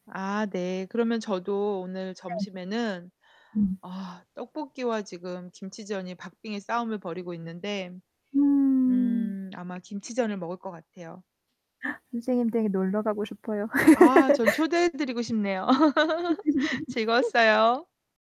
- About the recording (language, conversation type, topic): Korean, unstructured, 전통 음식 중에서 어떤 음식이 가장 기억에 남으세요?
- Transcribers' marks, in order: distorted speech; tapping; laugh